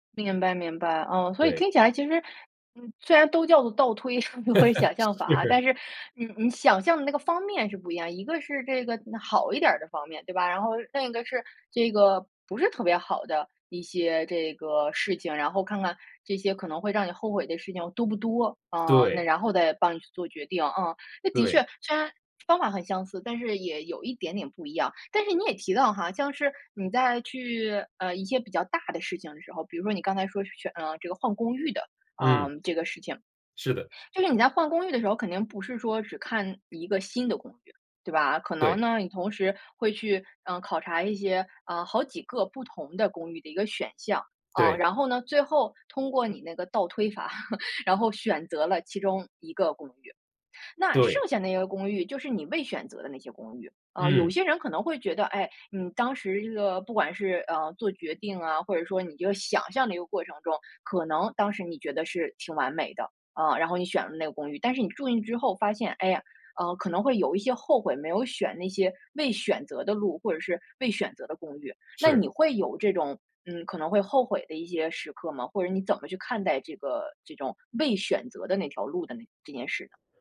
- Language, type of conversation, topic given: Chinese, podcast, 选项太多时，你一般怎么快速做决定？
- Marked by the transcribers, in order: other background noise; laugh; laughing while speaking: "或者想象法啊"; laughing while speaking: "是"; laugh